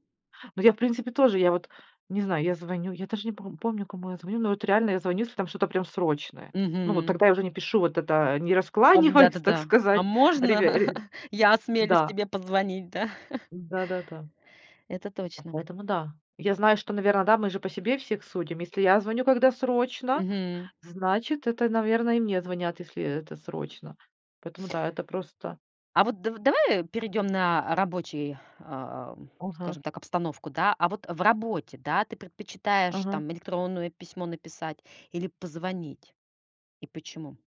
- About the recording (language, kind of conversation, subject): Russian, podcast, Как вы выбираете между звонком и сообщением?
- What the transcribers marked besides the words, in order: laughing while speaking: "не раскланиваюсь"; chuckle; chuckle